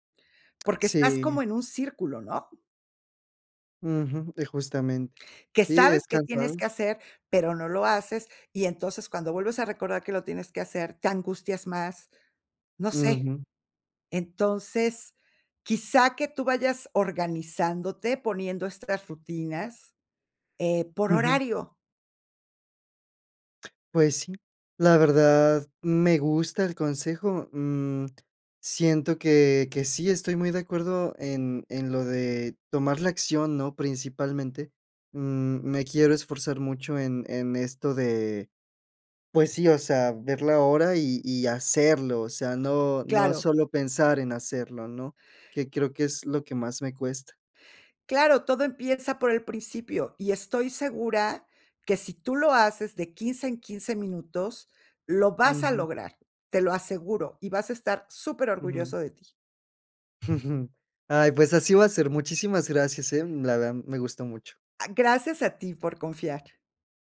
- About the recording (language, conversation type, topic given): Spanish, advice, ¿Qué te está costando más para empezar y mantener una rutina matutina constante?
- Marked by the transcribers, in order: other noise; chuckle